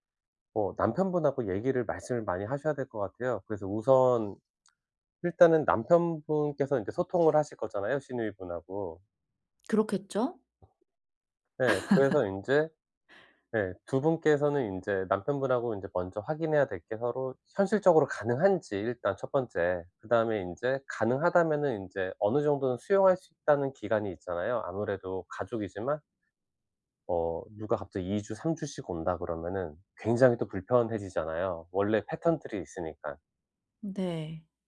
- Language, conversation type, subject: Korean, advice, 이사할 때 가족 간 갈등을 어떻게 줄일 수 있을까요?
- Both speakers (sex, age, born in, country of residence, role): female, 40-44, South Korea, South Korea, user; male, 40-44, South Korea, United States, advisor
- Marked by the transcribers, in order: laugh